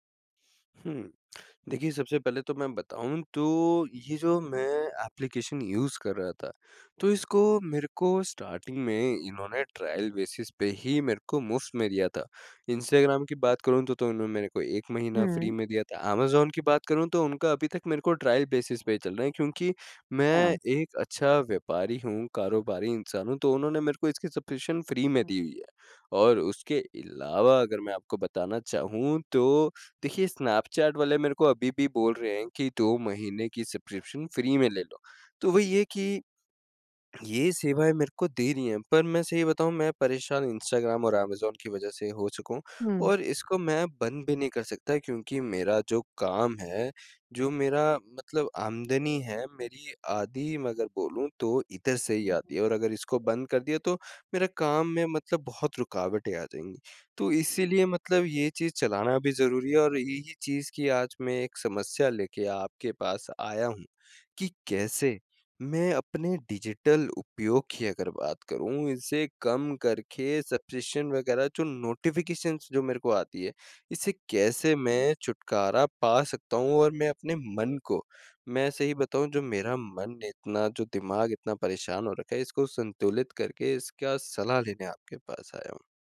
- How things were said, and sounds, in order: in English: "एप्लीकेशन"; in English: "स्टार्टिंग"; in English: "ट्रायल बेसिस"; in English: "फ्री"; in English: "ट्रायल बेसिस"; other noise; in English: "फ्री"; in English: "फ्री"; other background noise; in English: "नोटिफ़िकेशंस"
- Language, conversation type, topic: Hindi, advice, आप अपने डिजिटल उपयोग को कम करके सब्सक्रिप्शन और सूचनाओं से कैसे छुटकारा पा सकते हैं?